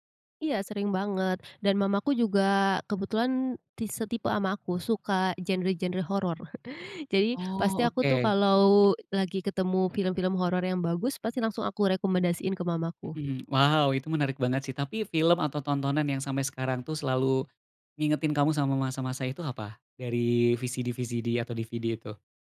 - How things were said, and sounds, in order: tapping
- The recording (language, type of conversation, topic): Indonesian, podcast, Apa kenanganmu saat menonton bersama keluarga di rumah?